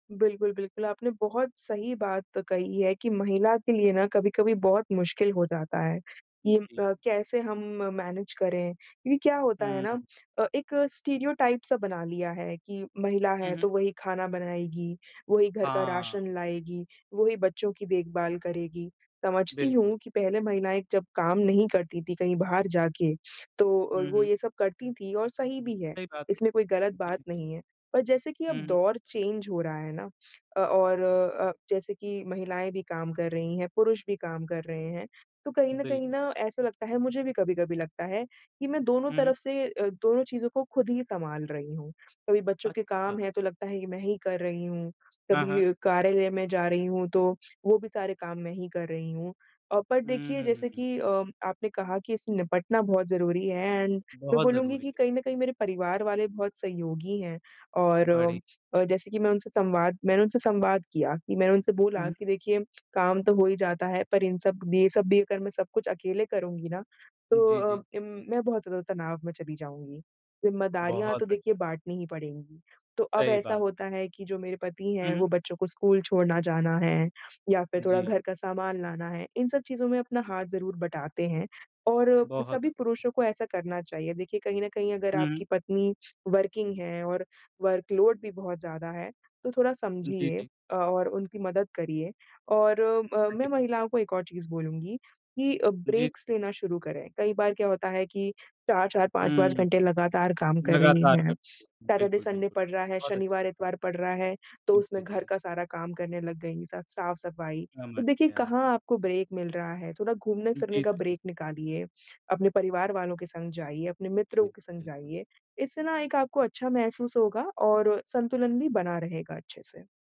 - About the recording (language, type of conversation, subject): Hindi, podcast, आप अपने करियर में काम और निजी जीवन के बीच संतुलन कैसे बनाए रखते हैं?
- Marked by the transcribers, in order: in English: "मैनेज"; in English: "स्टीरियोटाइप"; in English: "चेंज"; in English: "एंड"; in English: "वर्किंग"; in English: "वर्क लोड"; in English: "ब्रेक्स"; in English: "सैटर्डे, संडे"; in English: "ब्रेक"; in English: "ब्रेक"